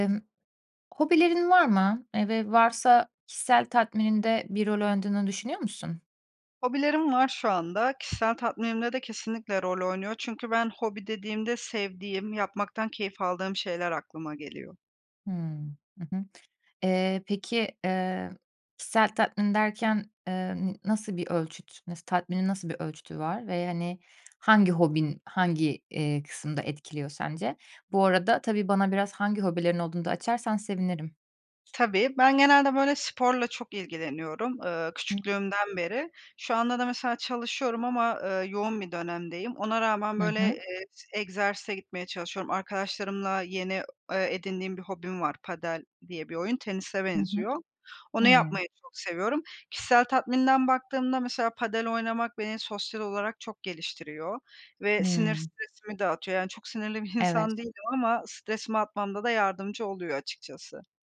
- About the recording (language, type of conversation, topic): Turkish, podcast, Hobiler kişisel tatmini ne ölçüde etkiler?
- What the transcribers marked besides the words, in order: other background noise; tapping; in Spanish: "padel"; in Spanish: "padel"